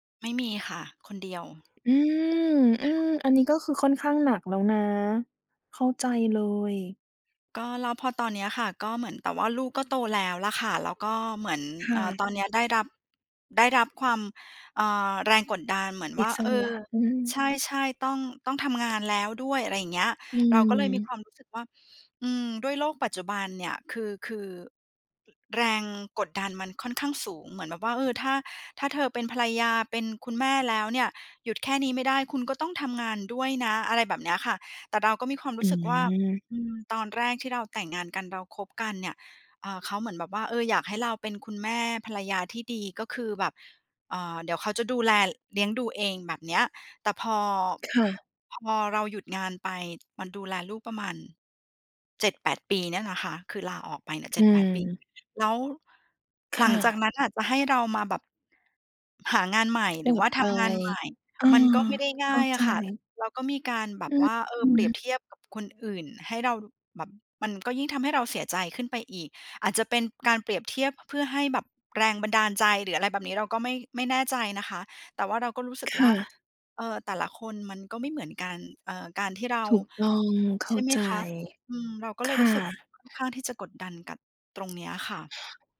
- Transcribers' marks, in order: tapping; tsk
- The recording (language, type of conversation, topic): Thai, advice, คุณรู้สึกอย่างไรเมื่อเผชิญแรงกดดันให้ยอมรับบทบาททางเพศหรือหน้าที่ที่สังคมคาดหวัง?